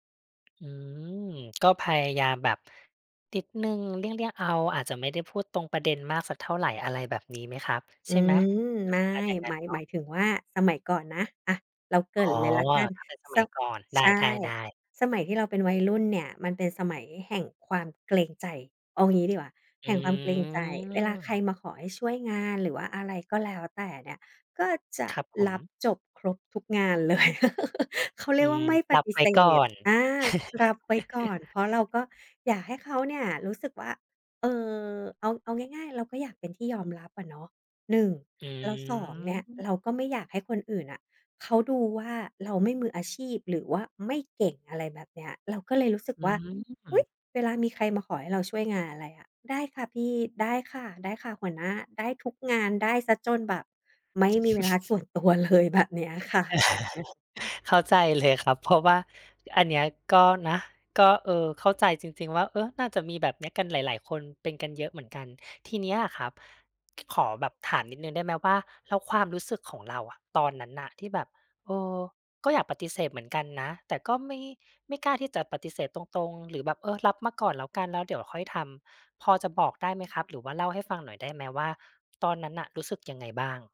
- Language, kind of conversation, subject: Thai, podcast, คุณฝึกพูดปฏิเสธการรับงานเพิ่มให้สุภาพได้อย่างไร?
- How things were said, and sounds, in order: tapping; laughing while speaking: "เลย"; laugh; laugh; chuckle; laugh